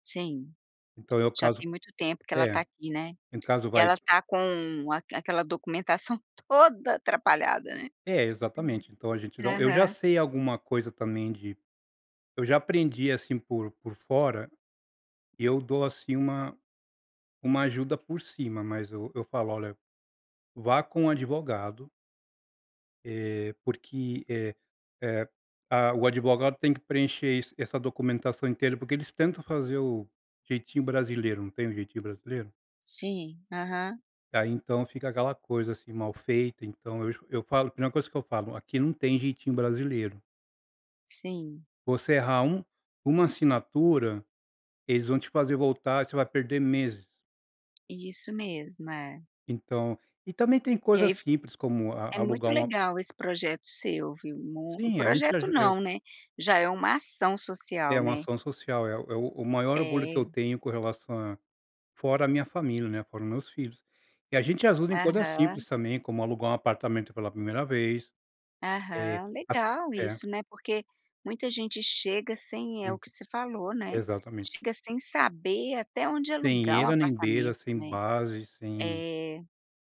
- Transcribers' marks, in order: other background noise
- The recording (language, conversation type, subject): Portuguese, podcast, Como você começou o projeto pelo qual é apaixonado?